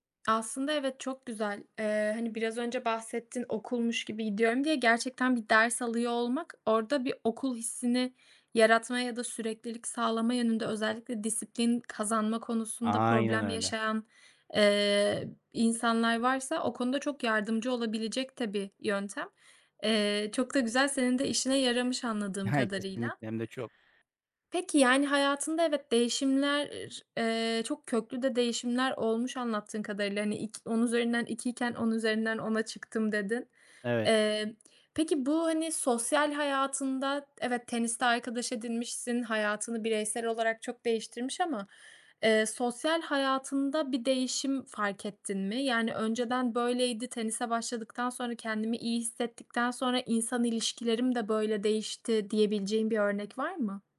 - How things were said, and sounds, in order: lip smack; chuckle; lip smack
- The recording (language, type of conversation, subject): Turkish, podcast, Bir hobiyi yeniden sevmen hayatını nasıl değiştirdi?